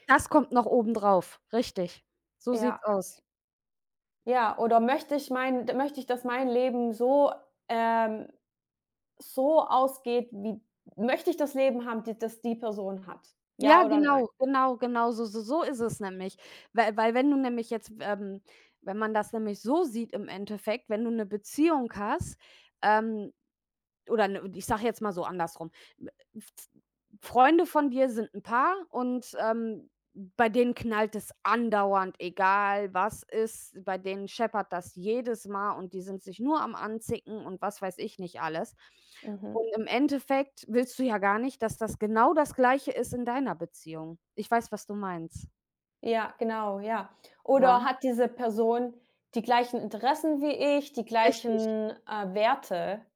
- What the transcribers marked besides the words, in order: none
- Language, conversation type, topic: German, unstructured, Wie kann man Vertrauen in einer Beziehung aufbauen?